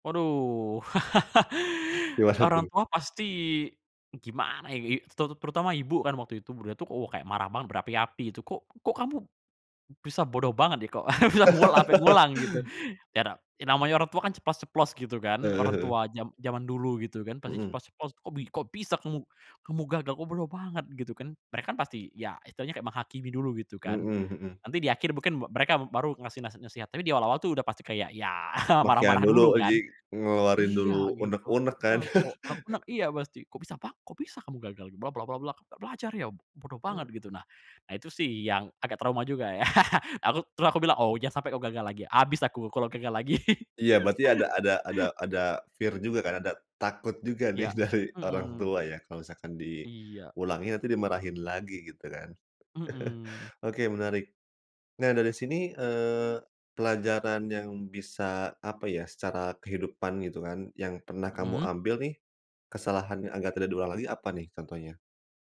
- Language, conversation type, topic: Indonesian, podcast, Bagaimana kamu bisa menghindari mengulangi kesalahan yang sama?
- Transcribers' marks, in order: laugh; chuckle; laugh; tapping; chuckle; "jadi" said as "jai"; chuckle; chuckle; laughing while speaking: "lagi"; laugh; in English: "fear"; laughing while speaking: "dari"; chuckle